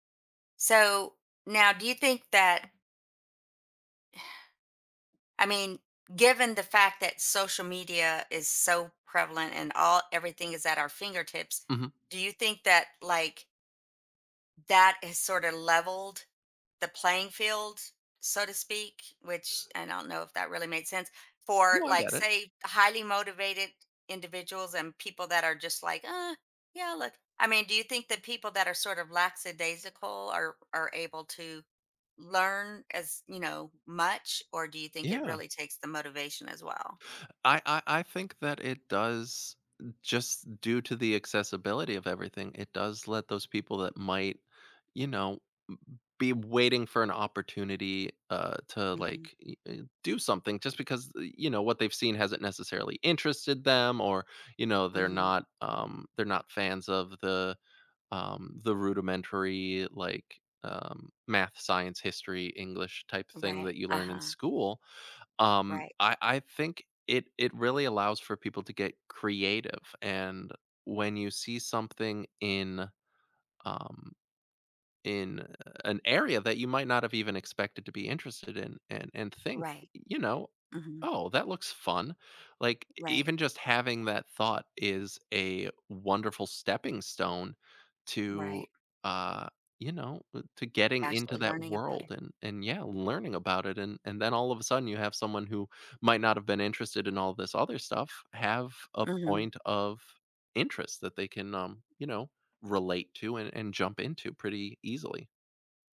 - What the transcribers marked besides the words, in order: other background noise; sigh; "lackadaisical" said as "lacksadaisical"
- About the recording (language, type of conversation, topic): English, podcast, What helps you keep your passion for learning alive over time?